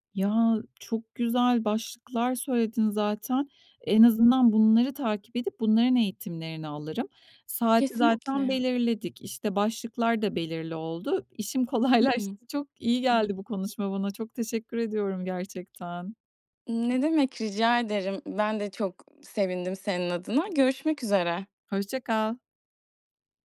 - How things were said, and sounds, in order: tapping; laughing while speaking: "kolaylaştı"; unintelligible speech; other background noise
- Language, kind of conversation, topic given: Turkish, advice, İş ile yaratıcılık arasında denge kurmakta neden zorlanıyorum?